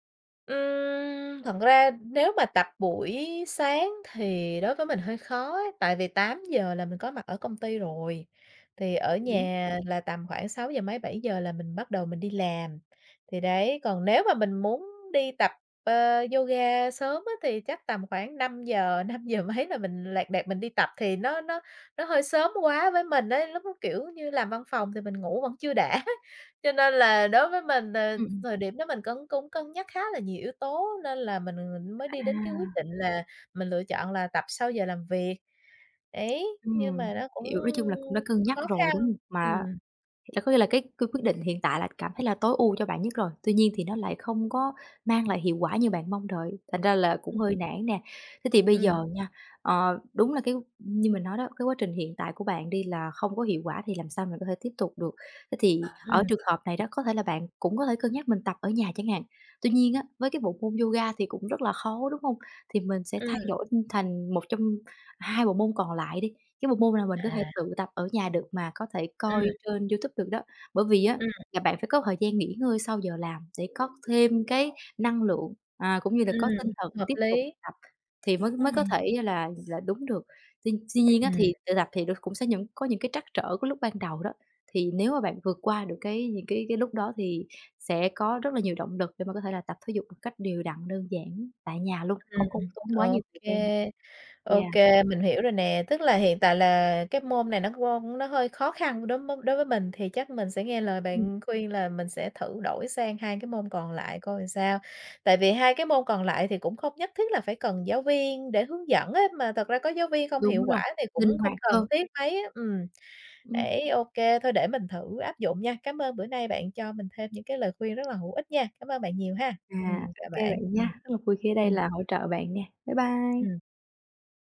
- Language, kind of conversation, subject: Vietnamese, advice, Làm thế nào để duy trì thói quen tập thể dục đều đặn?
- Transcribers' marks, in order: tapping; laughing while speaking: "năm giờ mấy"; laughing while speaking: "đã"; other background noise; other noise